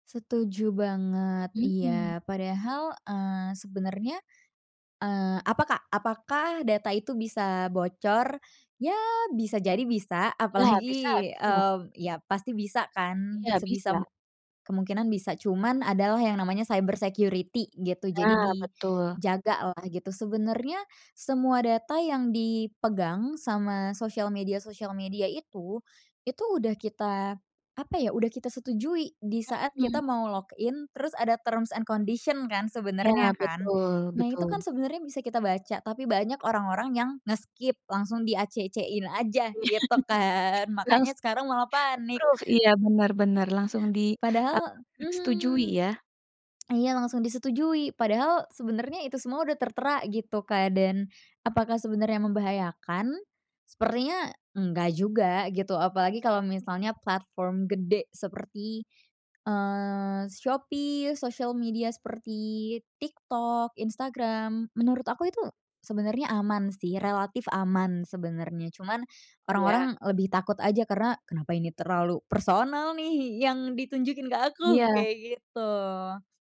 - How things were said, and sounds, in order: laughing while speaking: "apalagi"; in English: "cyber security"; other background noise; in English: "log in"; in English: "terms and condition"; in English: "nge-skip"; in English: "di-acc-in"; laugh; in English: "approve"; unintelligible speech; lip smack
- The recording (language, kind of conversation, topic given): Indonesian, podcast, Menurutmu, apa peran media sosial dalam meningkatkan popularitas sebuah acara TV?